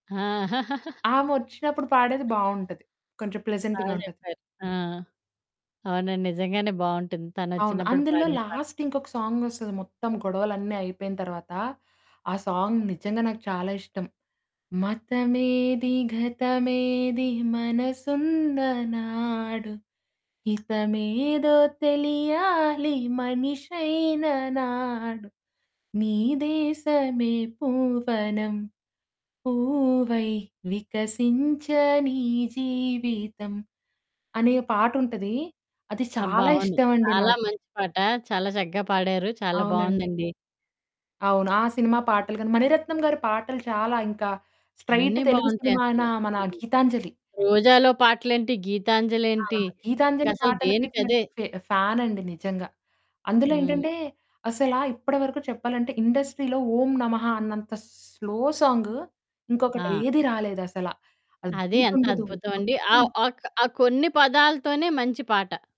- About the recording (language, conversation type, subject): Telugu, podcast, ఫిల్మ్‌గీతాలు నీ సంగీతస్వరూపాన్ని ఎలా తీర్చిదిద్దాయి?
- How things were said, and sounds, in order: static; laugh; other background noise; in English: "ప్లెజెంట్‌గా"; in English: "లాస్ట్"; in English: "సాంగ్"; in English: "సాంగ్"; singing: "మతమేది గతమేది మనసున్నా నాడు. హితమేదో … వికసించ నీ జీవితం"; in English: "స్ట్రెయిట్"; in English: "ఇండస్ట్రీలో"; in English: "స్లో సాంగ్"